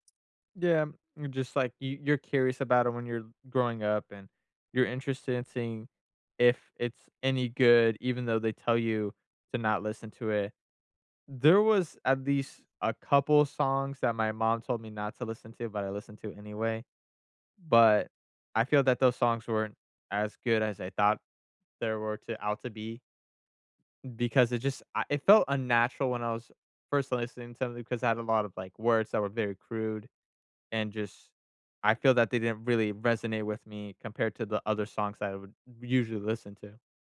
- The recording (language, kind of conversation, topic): English, unstructured, How do you think music affects your mood?
- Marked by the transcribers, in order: other background noise